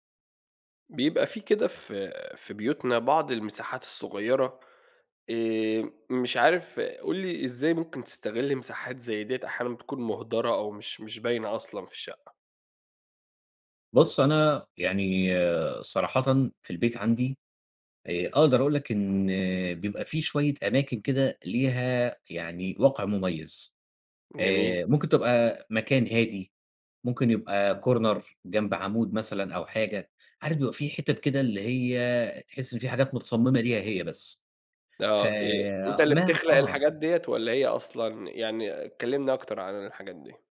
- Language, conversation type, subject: Arabic, podcast, إزاي تستغل المساحات الضيّقة في البيت؟
- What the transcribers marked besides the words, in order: in English: "Corner"